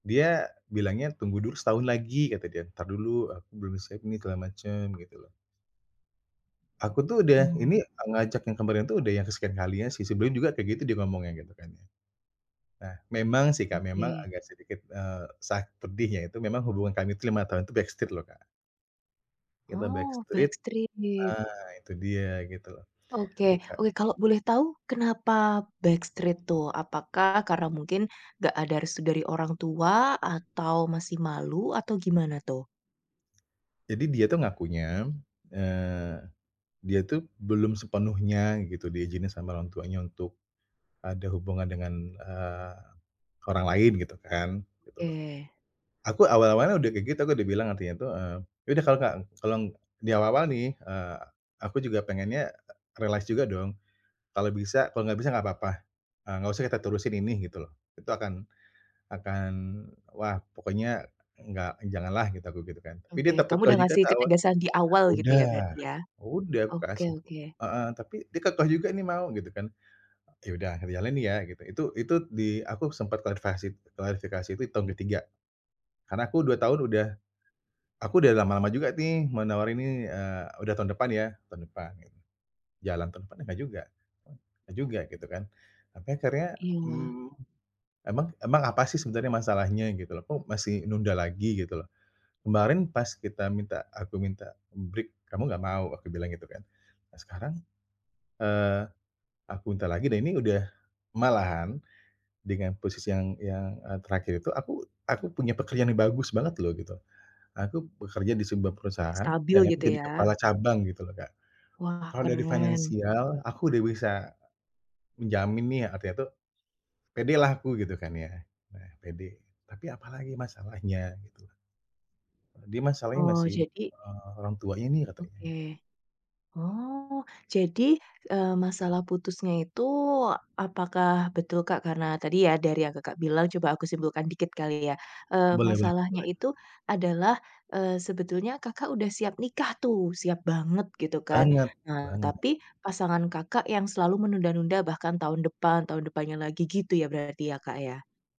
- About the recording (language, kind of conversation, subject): Indonesian, advice, Bagaimana perpisahan itu membuat harga diri kamu menurun?
- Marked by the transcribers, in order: tapping; in English: "backstreet"; in English: "backstreet"; in English: "backstreet"; in English: "backstreet"; other background noise; in English: "realize"; in English: "break"